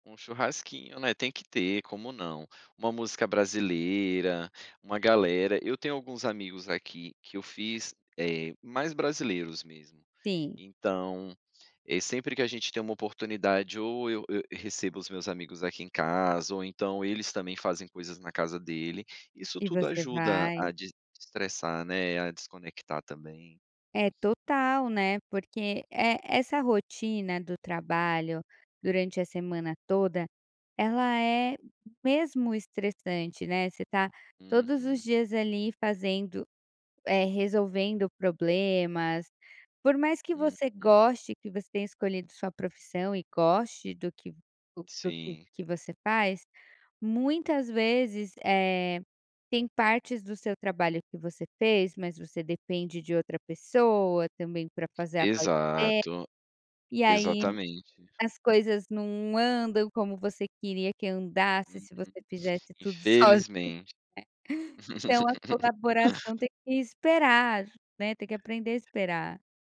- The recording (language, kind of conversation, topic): Portuguese, podcast, O que te ajuda a desconectar depois do trabalho?
- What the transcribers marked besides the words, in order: laugh